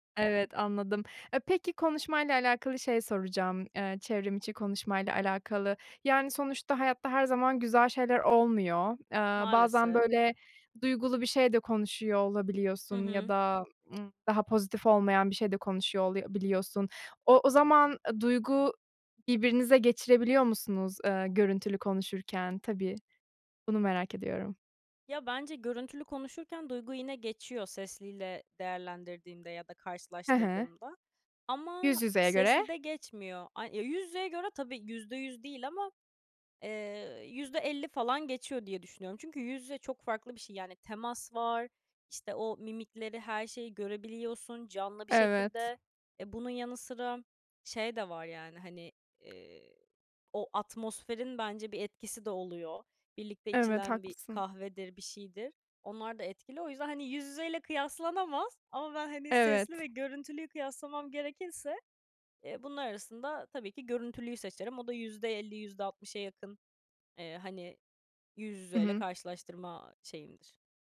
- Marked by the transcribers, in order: other background noise; tapping
- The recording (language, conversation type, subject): Turkish, podcast, Yüz yüze sohbetlerin çevrimiçi sohbetlere göre avantajları nelerdir?